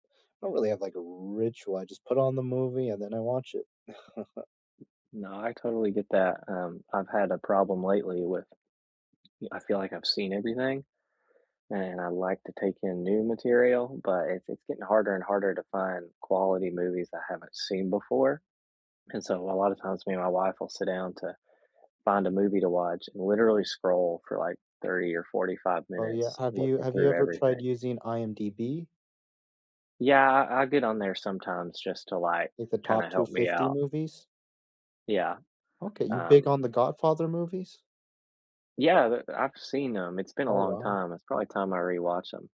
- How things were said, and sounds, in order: other background noise; chuckle; tapping
- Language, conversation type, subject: English, unstructured, What movie do you rewatch for comfort, and what memories or feelings make it special?